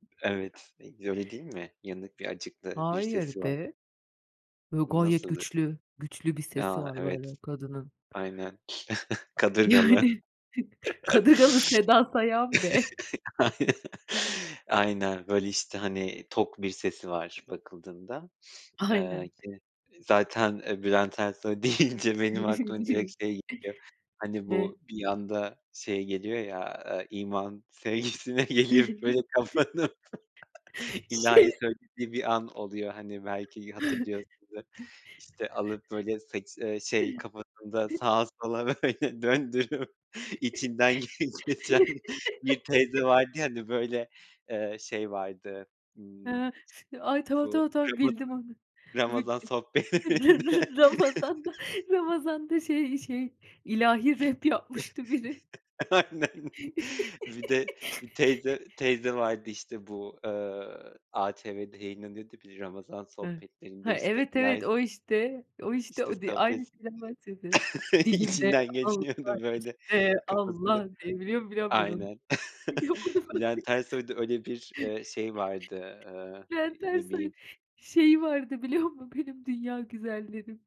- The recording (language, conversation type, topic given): Turkish, podcast, Hangi şarkılar seni nostaljik hissettirir?
- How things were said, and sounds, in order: other background noise; chuckle; laughing while speaking: "Aynen"; laughing while speaking: "Yani, Kadırgalı Seda Sayan be"; tapping; laughing while speaking: "deyince"; chuckle; laughing while speaking: "geliyor böyle kapanıp"; giggle; laughing while speaking: "Şey"; chuckle; laugh; laughing while speaking: "böyle döndürüp içinden geçiren bir teyze vardı ya"; laughing while speaking: "Bi ra Ramazan'da Ramazan'da şey şey ilahi rap yapmıştı biri"; laugh; chuckle; laughing while speaking: "Aynen"; laugh; chuckle; laughing while speaking: "içinden geçiyordu böyle kafasını"; singing: "Dilimde Allah, içimde Allah"; chuckle; chuckle; laughing while speaking: "Biliyorum onu ben. Bülent Ersoy'un, şeyi vardı biliyor musun: Benim Dünya Güzellerim"